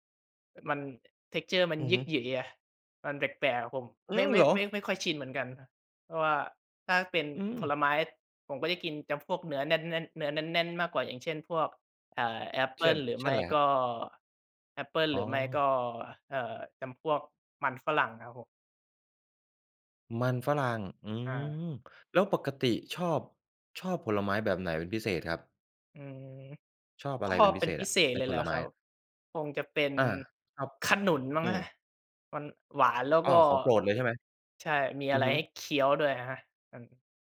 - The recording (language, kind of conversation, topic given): Thai, podcast, ทำอย่างไรให้กินผักและผลไม้เป็นประจำ?
- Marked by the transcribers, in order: tapping; in English: "texture"; surprised: "อือ เหรอ ?"